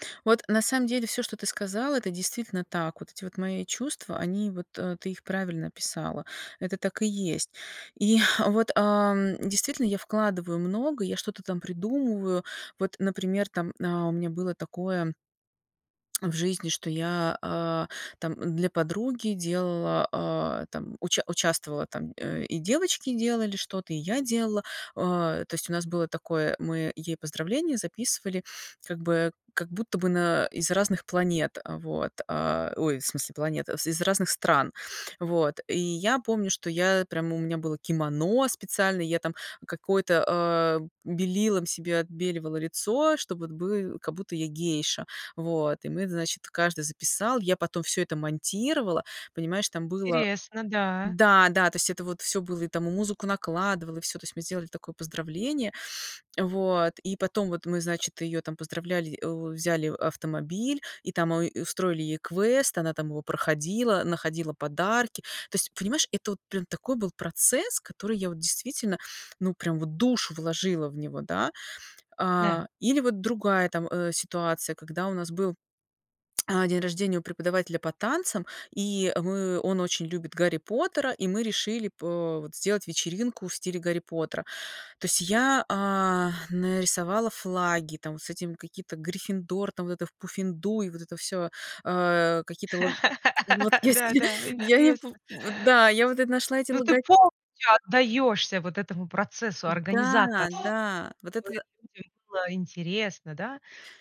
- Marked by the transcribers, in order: lip smack; stressed: "душу"; lip smack; laugh; other background noise; laughing while speaking: "Вот, если я не пом"; unintelligible speech
- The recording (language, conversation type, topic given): Russian, advice, Как справиться с перегрузкой и выгоранием во время отдыха и праздников?